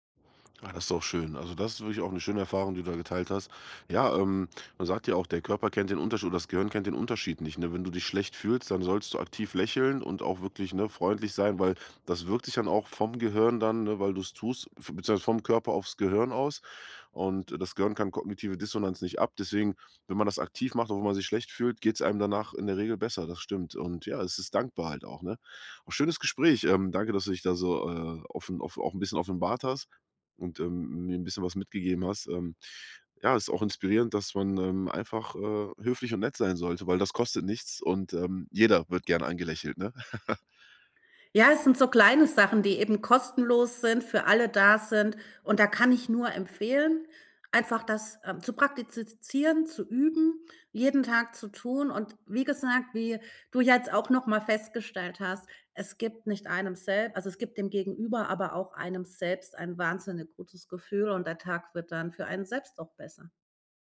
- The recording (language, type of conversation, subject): German, podcast, Welche kleinen Gesten stärken den Gemeinschaftsgeist am meisten?
- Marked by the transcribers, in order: tapping; other background noise; laugh; "praktizieren" said as "praktizizieren"